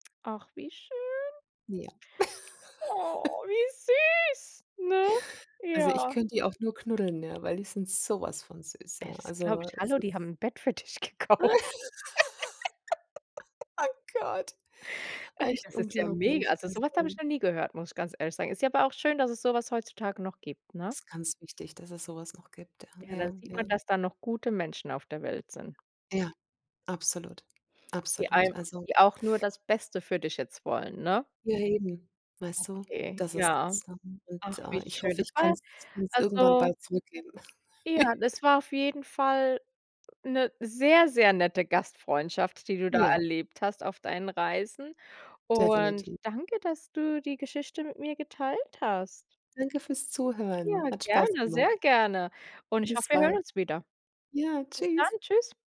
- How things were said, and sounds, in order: laugh; other background noise; laugh; laughing while speaking: "für dich gekauft"; laugh; unintelligible speech; chuckle
- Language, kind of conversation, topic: German, podcast, Wer hat dir auf Reisen die größte Gastfreundschaft gezeigt?